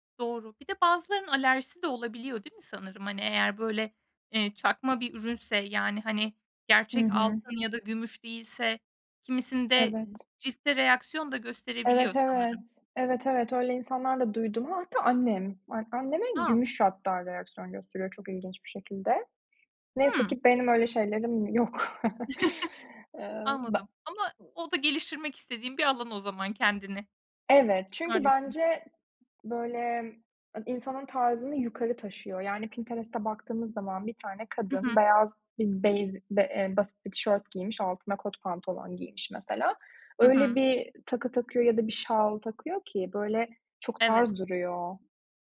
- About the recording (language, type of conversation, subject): Turkish, podcast, Trendlerle kişisel tarzını nasıl dengeliyorsun?
- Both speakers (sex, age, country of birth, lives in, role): female, 25-29, Turkey, Estonia, host; female, 30-34, Turkey, Germany, guest
- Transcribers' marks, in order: other background noise; other noise; chuckle